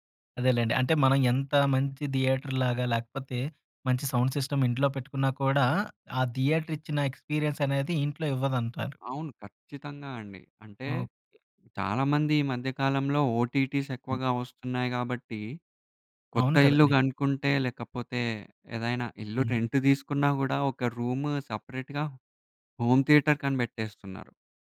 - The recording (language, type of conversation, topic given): Telugu, podcast, బిగ్ స్క్రీన్ అనుభవం ఇంకా ముఖ్యం అనుకుంటావా, ఎందుకు?
- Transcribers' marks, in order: in English: "థియేటర్"; in English: "సౌండ్ సిస్టమ్"; in English: "థియేటర్"; in English: "ఎక్స్‌పీ‌రియన్స్"; in English: "ఓటీటీస్"; in English: "రెంట్"; in English: "రూమ్ సెపరేట్‌గా హోమ్ థియేటర్‌కని"